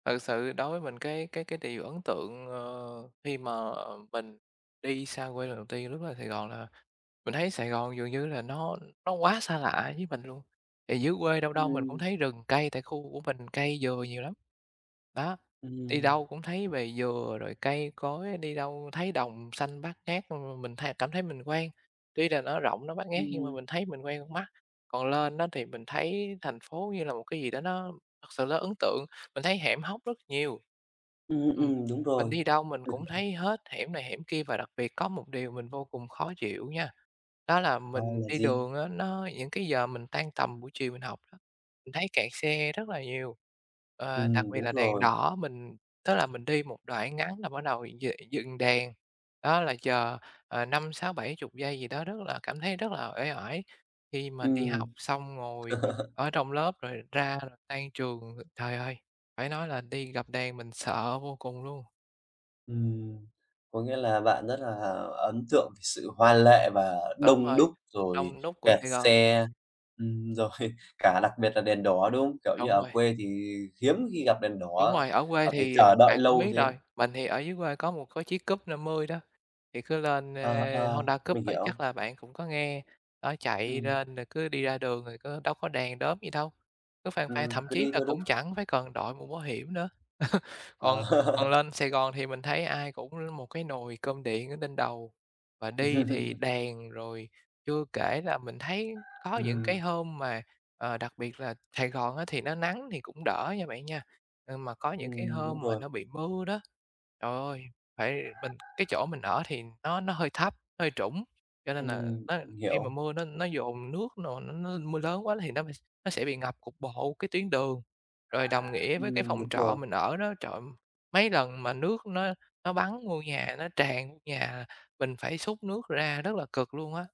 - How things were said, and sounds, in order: tapping; other noise; chuckle; laughing while speaking: "rồi"; other background noise; other animal sound; laugh; chuckle; laugh; "Sài" said as "thài"
- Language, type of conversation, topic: Vietnamese, podcast, Lần đầu tiên rời quê đi xa, bạn cảm thấy thế nào?